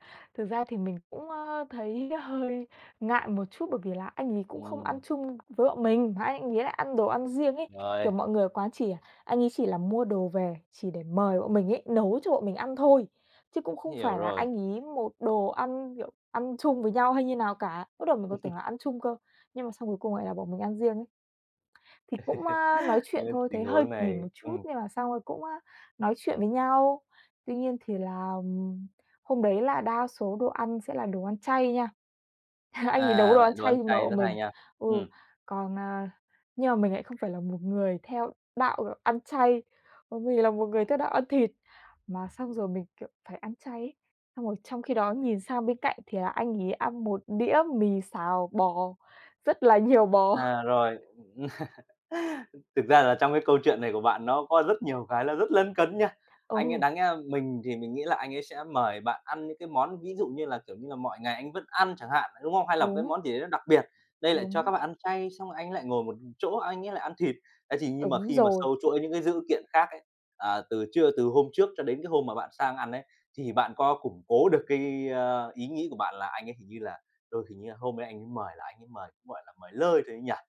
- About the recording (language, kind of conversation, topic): Vietnamese, podcast, Bạn có thể kể về lần bạn được người lạ mời ăn cùng không?
- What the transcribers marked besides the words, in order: tapping; chuckle; chuckle; chuckle; laughing while speaking: "bò"; chuckle